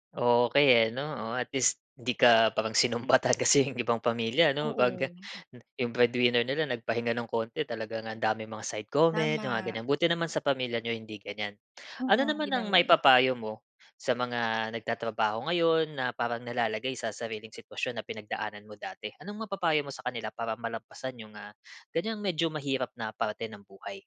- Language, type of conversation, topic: Filipino, podcast, Ano ang papel ng pamilya mo sa desisyon mong magpalit ng trabaho?
- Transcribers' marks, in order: none